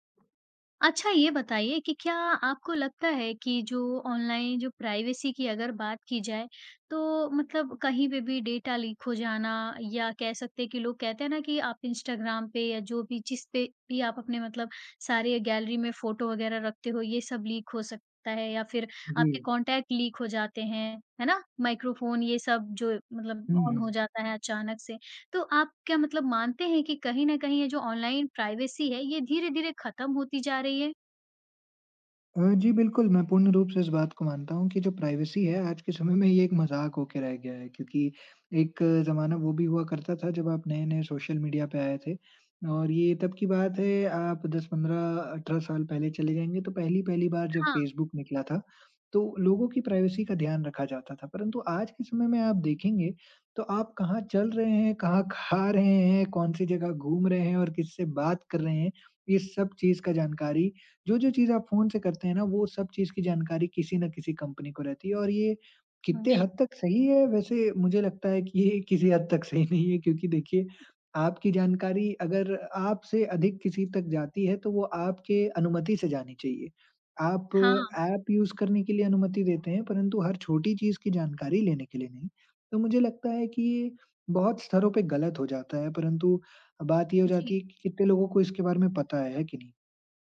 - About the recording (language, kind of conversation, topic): Hindi, podcast, ऑनलाइन निजता समाप्त होती दिखे तो आप क्या करेंगे?
- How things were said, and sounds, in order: tapping; in English: "प्राइवेसी"; in English: "डेटा लीक"; in English: "लीक"; in English: "कॉन्टैक्ट लीक"; in English: "ऑन"; in English: "ऑनलाइन प्राइवेसी"; in English: "प्राइवेसी"; in English: "प्राइवेसी"; in English: "कंपनी"; laughing while speaking: "ये किसी हद तक सही नहीं है"; in English: "यूज़"